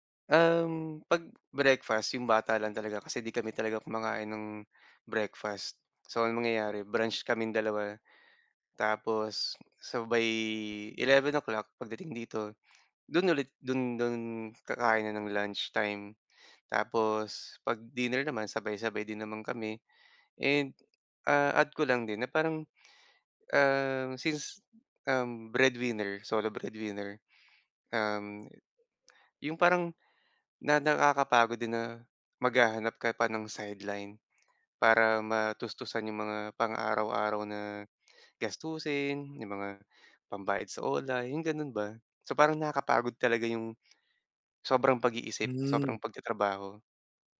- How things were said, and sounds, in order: none
- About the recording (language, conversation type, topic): Filipino, advice, Paano ako makakapagpahinga para mabawasan ang pagod sa isip?